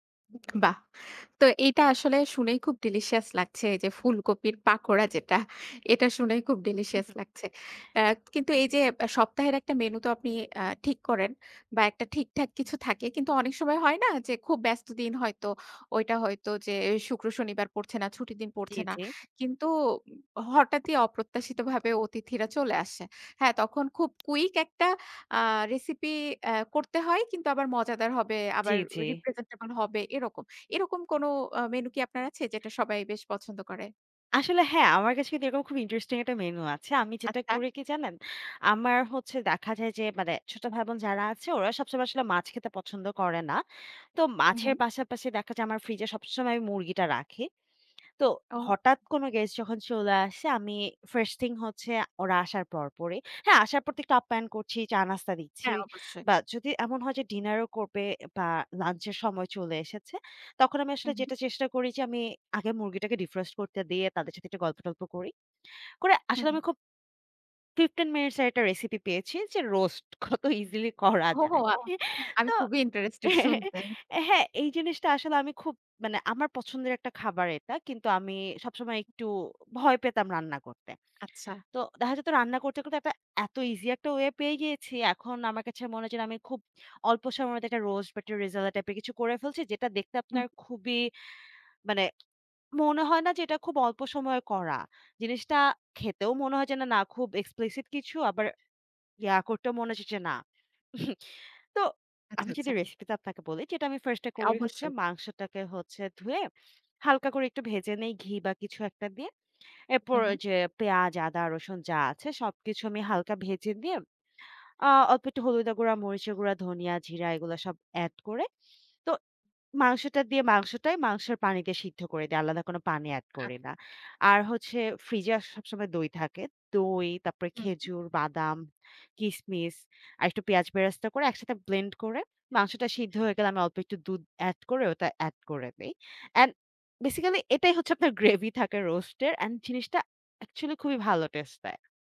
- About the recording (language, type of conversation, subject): Bengali, podcast, সপ্তাহের মেনু তুমি কীভাবে ঠিক করো?
- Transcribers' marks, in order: chuckle; tapping; in English: "first thing"; in English: "defrost"; other background noise; laughing while speaking: "ও"; laughing while speaking: "রোস্ট কত easily করা যায়"; chuckle; in English: "explicit"; chuckle; other noise